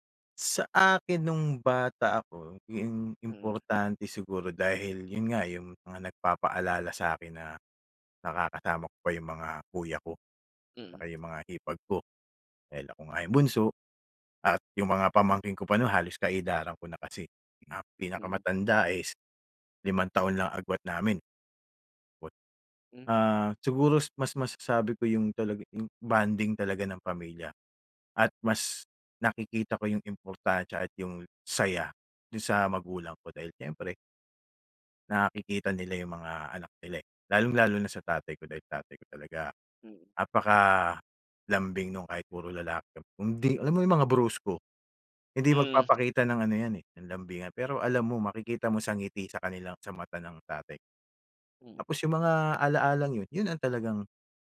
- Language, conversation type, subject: Filipino, podcast, Anong tradisyonal na pagkain ang may pinakamatingkad na alaala para sa iyo?
- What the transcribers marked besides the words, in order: tapping; other background noise